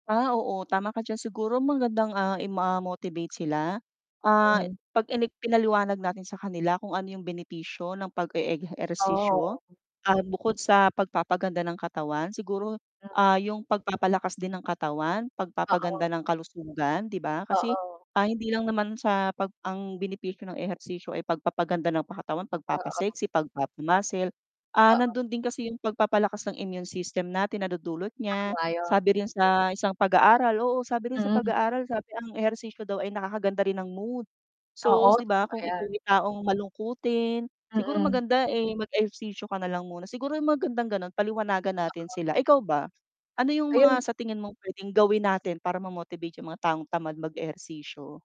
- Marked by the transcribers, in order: static; "e-ehersisyo" said as "eerhegsisyo"; unintelligible speech; distorted speech; background speech; unintelligible speech; tapping
- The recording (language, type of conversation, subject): Filipino, unstructured, Ano ang masasabi mo sa mga taong tinatamad mag-ehersisyo pero gusto ng magandang katawan?